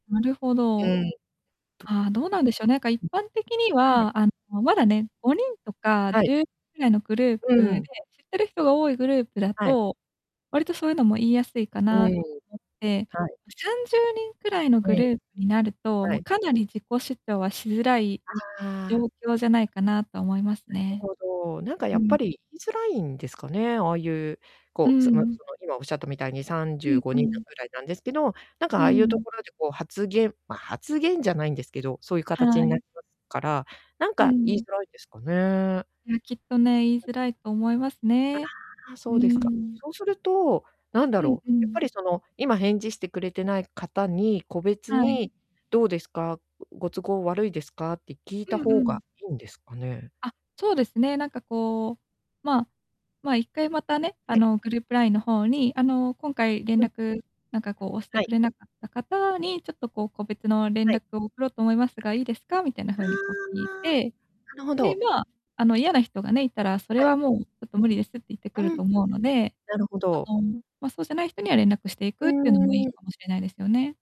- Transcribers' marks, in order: distorted speech; other background noise; tapping
- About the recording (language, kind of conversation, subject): Japanese, advice, 集団の期待と自分の気持ちは、どう折り合いをつければいいですか？